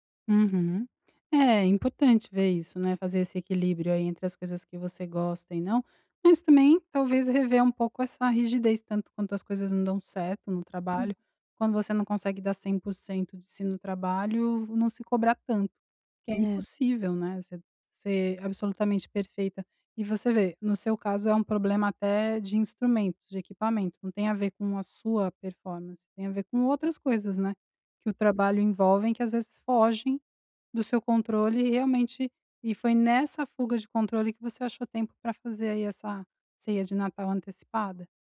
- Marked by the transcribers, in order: tapping
- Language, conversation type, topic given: Portuguese, advice, Como posso equilibrar meu tempo entre responsabilidades e lazer?